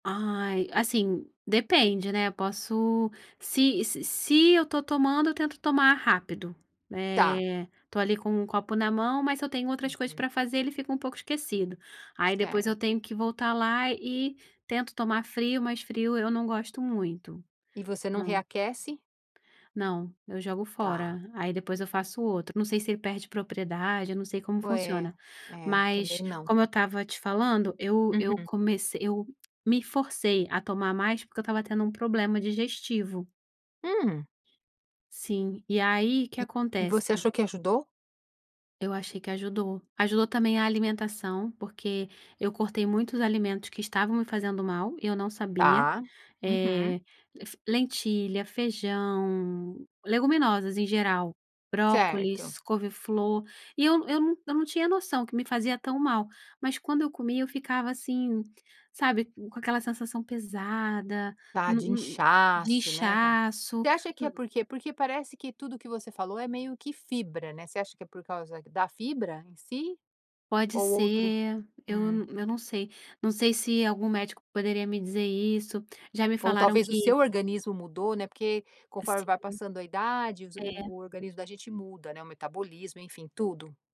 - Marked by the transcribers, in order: tongue click; unintelligible speech
- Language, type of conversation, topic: Portuguese, podcast, Como criar uma rotina sustentável a longo prazo?